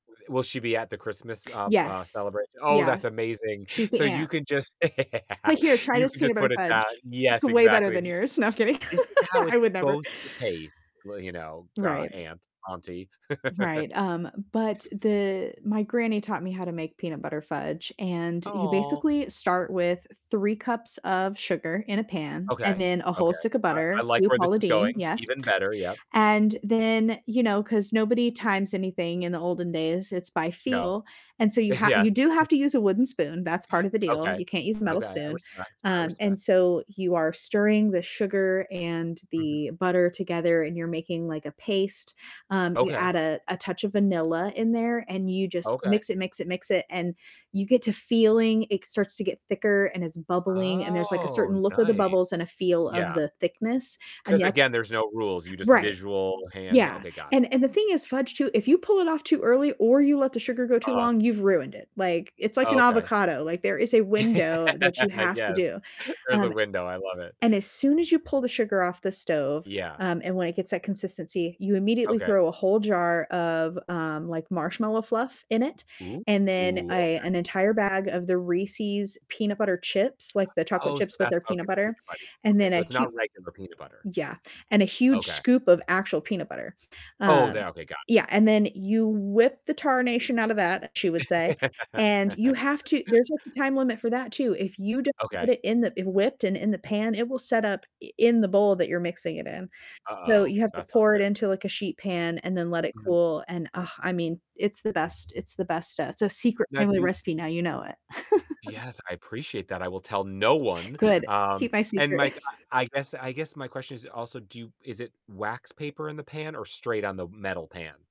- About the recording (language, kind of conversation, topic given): English, unstructured, How can childhood meals guide what I cook or crave?
- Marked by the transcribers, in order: other noise; distorted speech; laugh; other background noise; laugh; unintelligible speech; put-on voice: "This is how it's supposed to taste"; laugh; static; chuckle; tapping; drawn out: "Oh"; laugh; laughing while speaking: "Yes"; drawn out: "Ooh"; laugh; laugh; stressed: "no"; chuckle